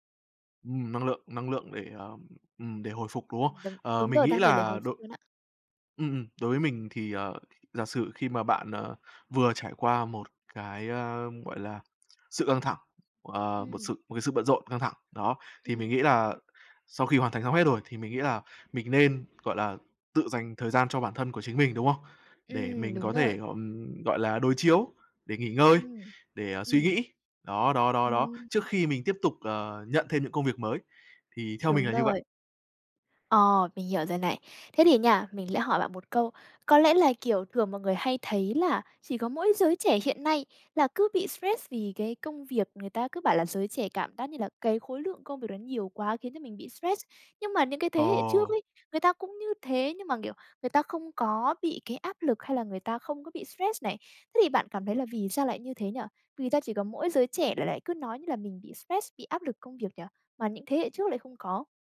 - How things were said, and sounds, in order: tapping; other background noise
- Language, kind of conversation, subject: Vietnamese, podcast, Bạn xử lý căng thẳng như thế nào khi công việc bận rộn?